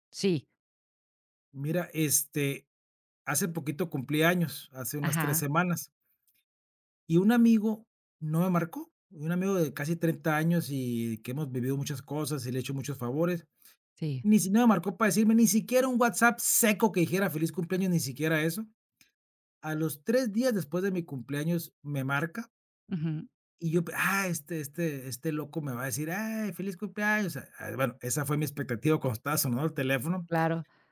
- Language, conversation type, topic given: Spanish, advice, ¿Cómo puedo decir que no a un favor sin sentirme mal?
- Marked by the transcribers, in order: none